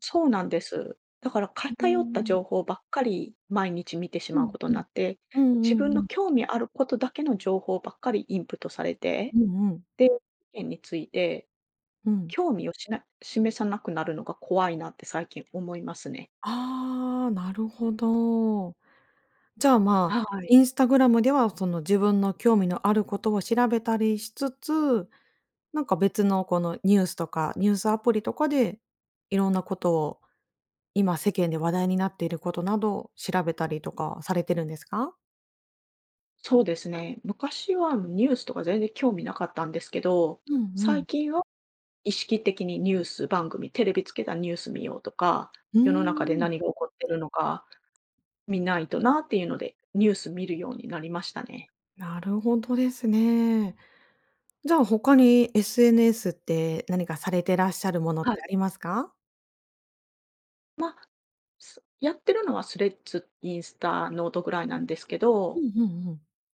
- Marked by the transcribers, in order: none
- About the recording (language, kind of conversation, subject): Japanese, podcast, SNSとうまくつき合うコツは何だと思いますか？